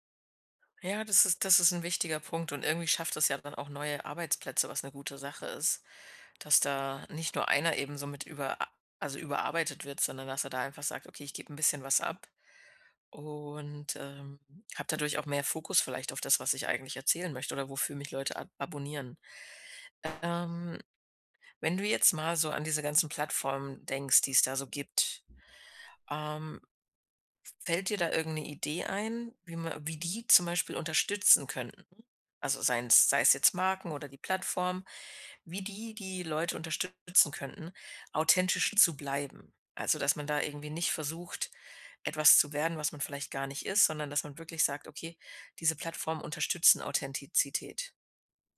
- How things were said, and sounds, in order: other background noise
- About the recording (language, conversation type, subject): German, podcast, Was bedeutet Authentizität bei Influencern wirklich?